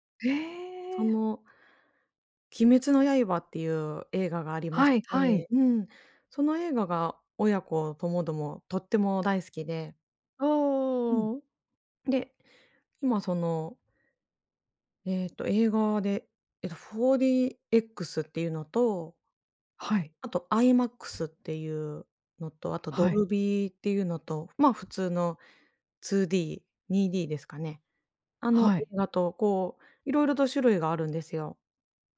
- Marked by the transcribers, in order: none
- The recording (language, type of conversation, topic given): Japanese, podcast, 配信の普及で映画館での鑑賞体験はどう変わったと思いますか？
- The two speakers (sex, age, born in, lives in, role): female, 40-44, Japan, Japan, guest; female, 45-49, Japan, United States, host